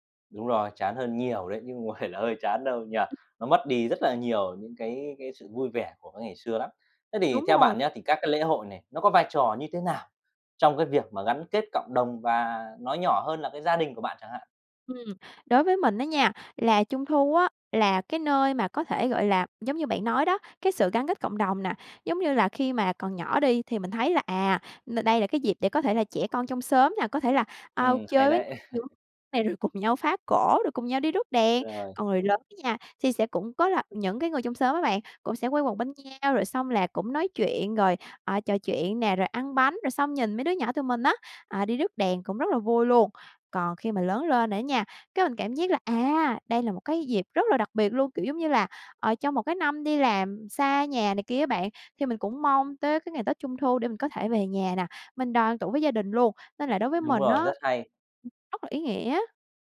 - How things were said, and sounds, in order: unintelligible speech; laugh; tapping
- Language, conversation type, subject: Vietnamese, podcast, Bạn nhớ nhất lễ hội nào trong tuổi thơ?